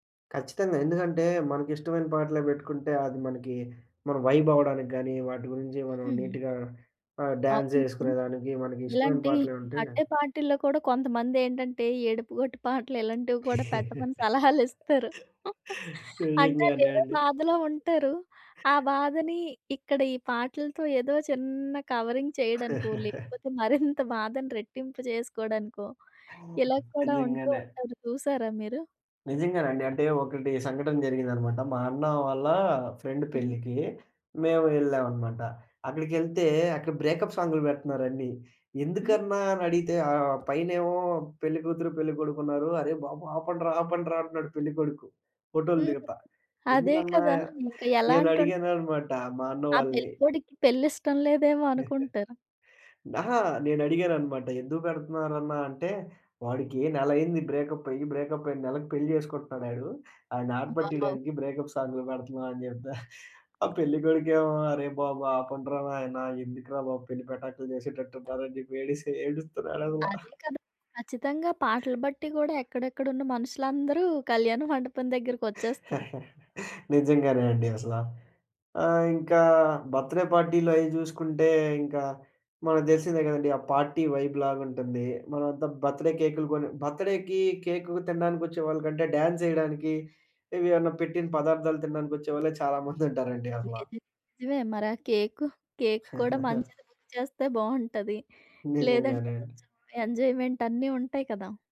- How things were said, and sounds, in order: in English: "వైబ్"; in English: "నీట్‌గా"; in English: "డ్యాన్స్"; in English: "బర్త్‌డే పార్టీల్లో"; laugh; chuckle; other background noise; in English: "కవరింగ్"; chuckle; in English: "ఫ్రెండ్"; in English: "బ్రేకప్"; giggle; in English: "బ్రేకప్"; in English: "బ్రేకప్"; in English: "వావ్!"; in English: "బ్రేకప్"; chuckle; tapping; chuckle; in English: "బర్త్‌డే"; in English: "పార్టీ వైబ్"; in English: "బర్త్‌డే"; in English: "బర్త్‌డేకి"; in English: "డ్యాన్స్"; chuckle; giggle; in English: "బుక్"; in English: "ఎంజాయ్మెంట్"
- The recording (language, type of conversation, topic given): Telugu, podcast, పార్టీ కోసం పాటల జాబితా తయారుచేస్తే మీరు ముందుగా ఏమి చేస్తారు?